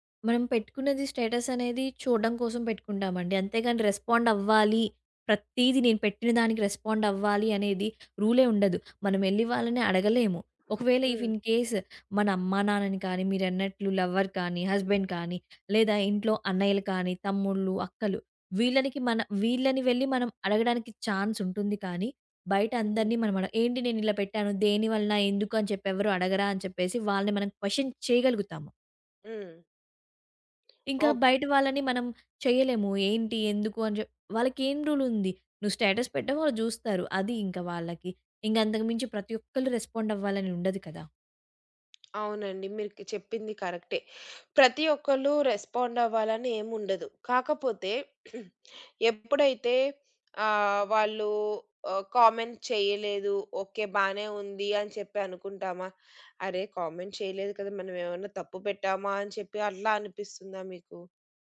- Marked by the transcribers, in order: in English: "స్టేటస్"; in English: "రెస్పాండ్"; other background noise; in English: "రెస్పాండ్"; in English: "ఇఫ్ ఇన్‌కేస్"; in English: "లవ్వర్"; in English: "హస్బెండ్"; in English: "ఛాన్స్"; in English: "క్వెషన్"; in English: "రూల్"; in English: "స్టేటస్"; in English: "రెస్పాండ్"; in English: "రెస్పాండ్"; throat clearing; in English: "కామెంట్"; in English: "కామెంట్"
- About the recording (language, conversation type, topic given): Telugu, podcast, ఆన్‌లైన్‌లో పంచుకోవడం మీకు ఎలా అనిపిస్తుంది?